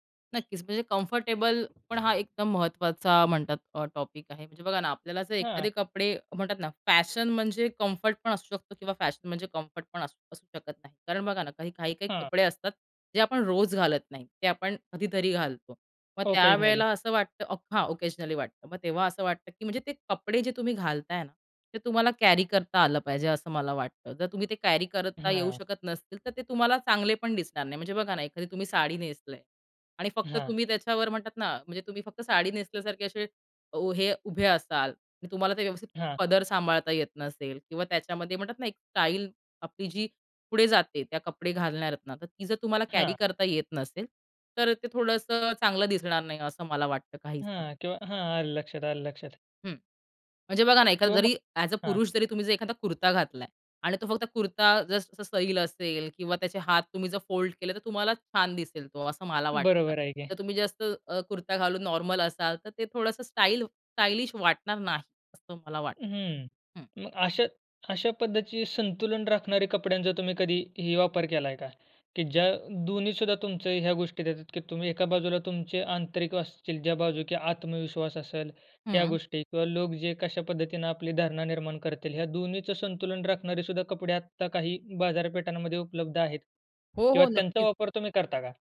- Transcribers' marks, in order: in English: "कम्फर्टेबल"; in English: "टॉपिक"; in English: "कम्फर्ट"; in English: "कम्फर्ट"; in English: "ऑकेजनली"; in English: "ओकेजनली"; in English: "कॅरी"; in English: "कॅरी"; tapping; in English: "कॅरी"; in English: "ॲज अ"; in English: "फोल्ड"; in English: "नॉर्मल"
- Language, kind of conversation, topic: Marathi, podcast, कपड्यांमधून तू स्वतःला कसं मांडतोस?